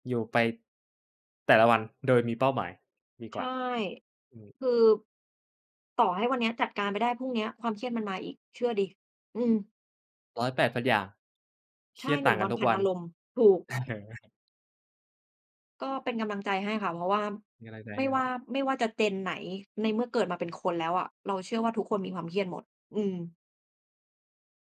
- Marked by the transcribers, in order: laughing while speaking: "เออ"; tapping
- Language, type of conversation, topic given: Thai, unstructured, คุณมีวิธีจัดการกับความเครียดอย่างไร?